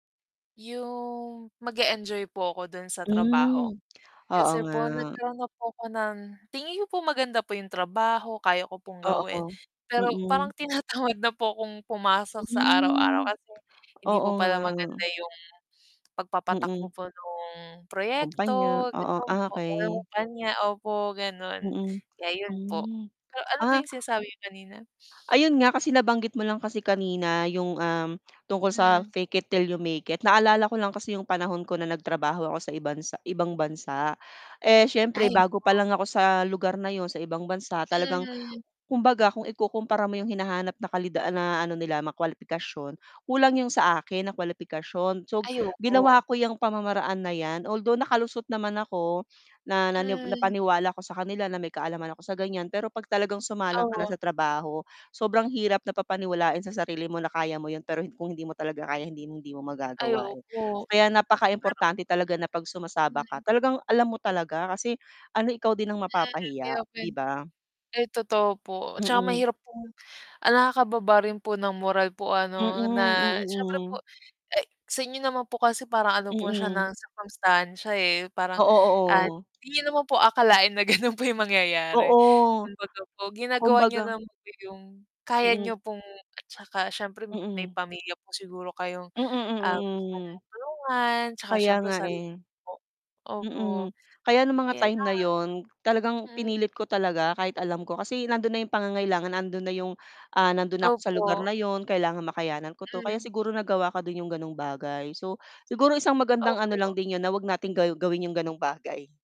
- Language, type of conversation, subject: Filipino, unstructured, Paano mo hinahanap ang trabahong talagang angkop para sa iyo?
- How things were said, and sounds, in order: other background noise; tapping; static; chuckle; sniff; distorted speech; in English: "Fake it, till you make it"; unintelligible speech; laughing while speaking: "ganun po"